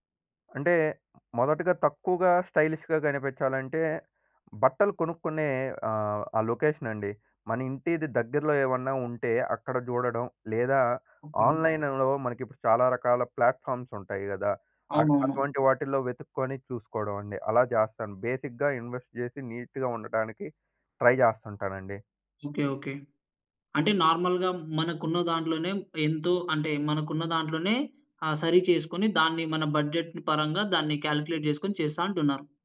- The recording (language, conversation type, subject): Telugu, podcast, తక్కువ బడ్జెట్‌లో కూడా స్టైలుగా ఎలా కనిపించాలి?
- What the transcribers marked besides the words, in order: in English: "స్టైలిష్‌గా"; in English: "లొకేషన్"; in English: "ఆన్లైన్‌లో"; in English: "ప్లాట్‌ఫామ్స్"; in English: "బేసిక్‌గా ఇన్వెస్ట్"; in English: "నీట్‌గా"; in English: "ట్రై"; in English: "నార్మల్‌గా"; in English: "బడ్జెట్‌ని"; in English: "కాలిక్యులేట్"